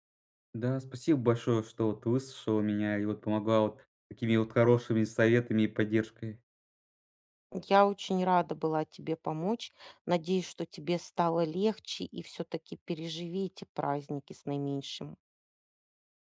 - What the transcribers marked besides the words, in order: tapping
- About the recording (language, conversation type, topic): Russian, advice, Как наслаждаться праздниками, если ощущается социальная усталость?